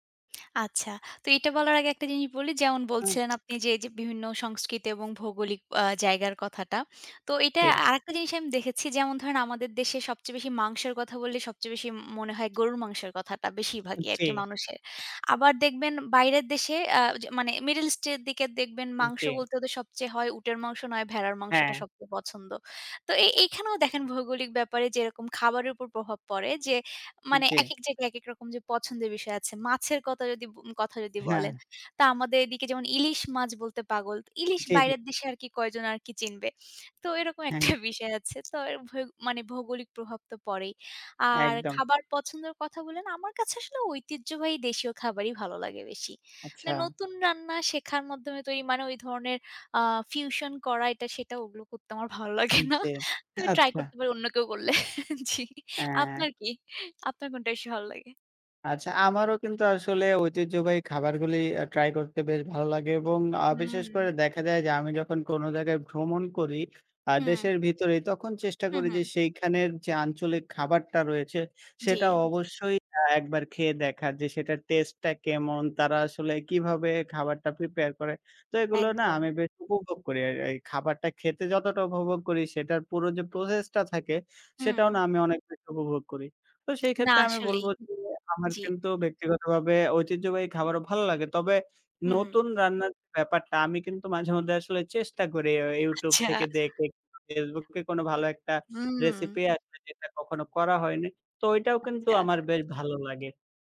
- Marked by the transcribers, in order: laughing while speaking: "ভালো লাগে না"; laughing while speaking: "জি, আপনার কি? আপনার কোনটা বেশি ভালো লাগে?"; other background noise
- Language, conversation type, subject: Bengali, unstructured, বিভিন্ন দেশের খাবারের মধ্যে আপনার কাছে সবচেয়ে বড় পার্থক্যটা কী বলে মনে হয়?